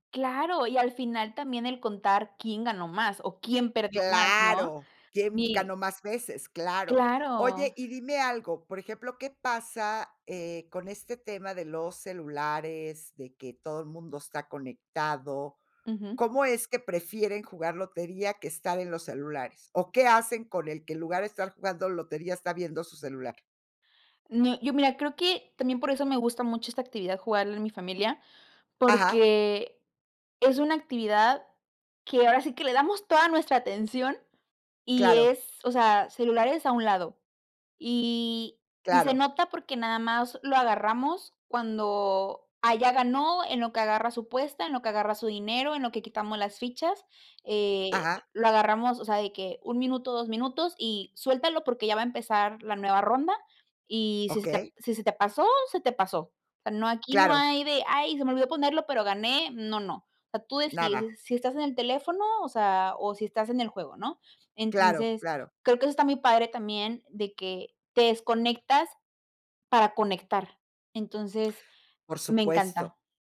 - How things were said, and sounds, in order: other background noise
- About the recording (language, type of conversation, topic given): Spanish, podcast, ¿Qué actividad conecta a varias generaciones en tu casa?